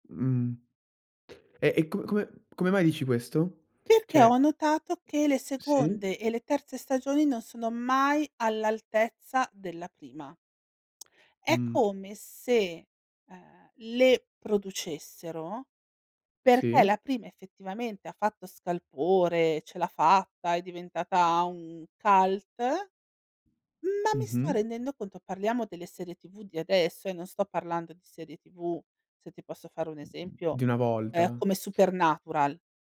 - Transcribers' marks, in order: "Cioè" said as "ceh"; other background noise
- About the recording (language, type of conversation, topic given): Italian, podcast, Come scegli cosa guardare su Netflix o su altre piattaforme simili?